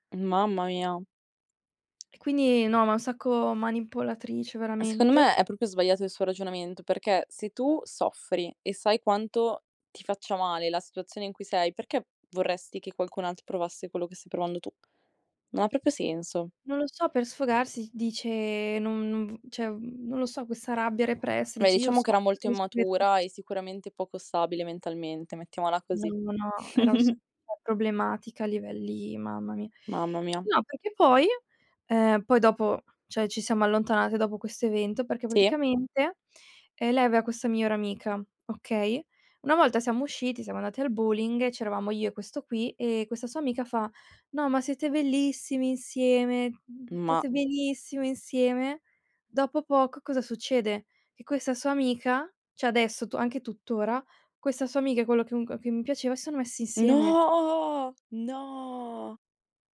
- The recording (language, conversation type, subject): Italian, podcast, Dove sta il confine tra perdonare e subire dinamiche tossiche?
- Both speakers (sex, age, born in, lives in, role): female, 20-24, Italy, Italy, guest; female, 20-24, Italy, Italy, host
- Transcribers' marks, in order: tapping; unintelligible speech; chuckle; other background noise; "comunque" said as "omunque"; surprised: "No, no"; drawn out: "No, no"